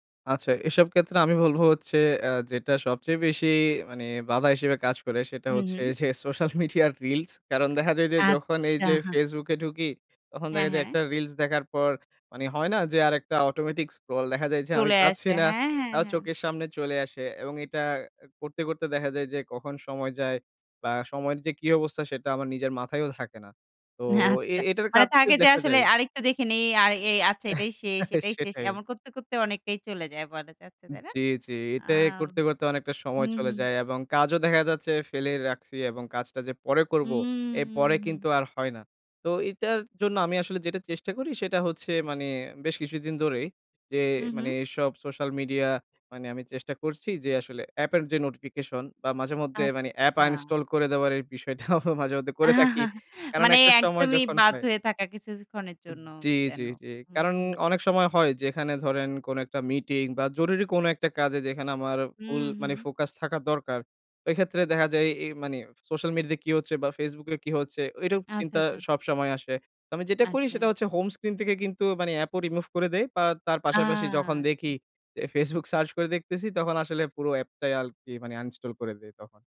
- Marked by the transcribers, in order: laughing while speaking: "আমি বলবো হচ্ছে"; laughing while speaking: "সোশ্যাল মিডিয়ার reels"; in English: "automatic scroll?"; laughing while speaking: "আচ্ছা"; laugh; laughing while speaking: "বিষয়টাও"; chuckle; drawn out: "আচ্ছা"; "আরকি" said as "আলকি"
- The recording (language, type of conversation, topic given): Bengali, podcast, অনলাইন বিভ্রান্তি সামলাতে তুমি কী করো?